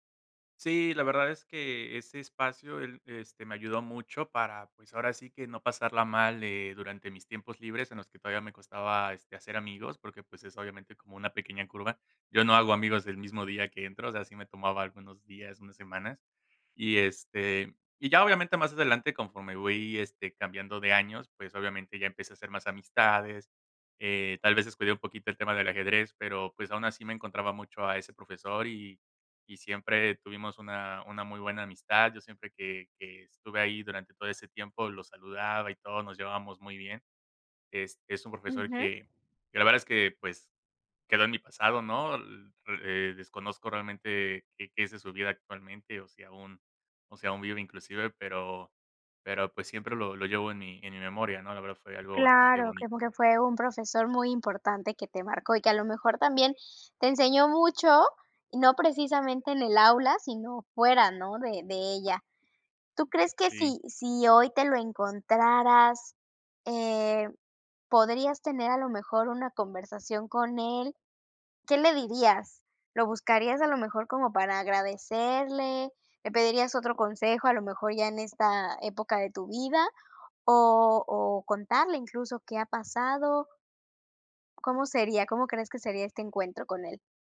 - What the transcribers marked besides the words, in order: tapping
- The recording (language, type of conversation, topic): Spanish, podcast, ¿Qué profesor influyó más en ti y por qué?